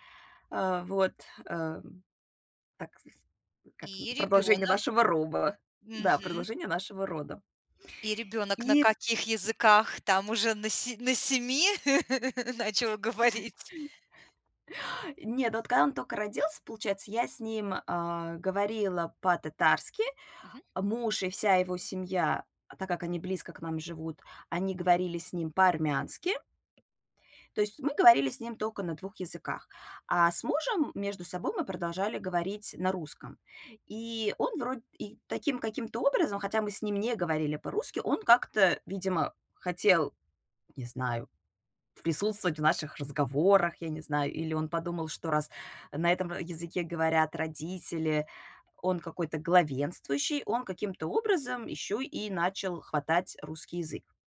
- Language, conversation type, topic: Russian, podcast, Можешь поделиться историей о том, как в вашей семье смешиваются языки?
- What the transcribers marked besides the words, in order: other background noise; laugh; laughing while speaking: "начал говорить?"; other noise; tapping